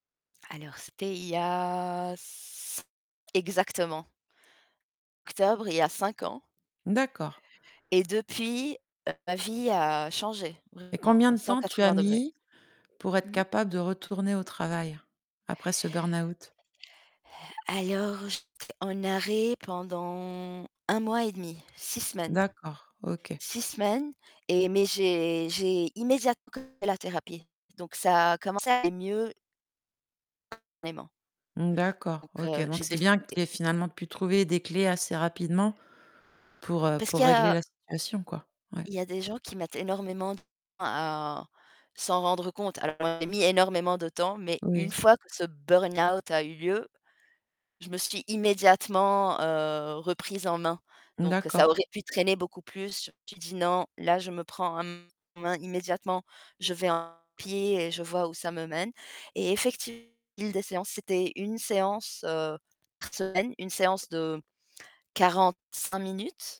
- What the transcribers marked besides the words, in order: distorted speech; unintelligible speech; tapping; unintelligible speech; stressed: "burn-out"
- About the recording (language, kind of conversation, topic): French, podcast, Comment gères-tu l’équilibre entre ta vie professionnelle et ta vie personnelle ?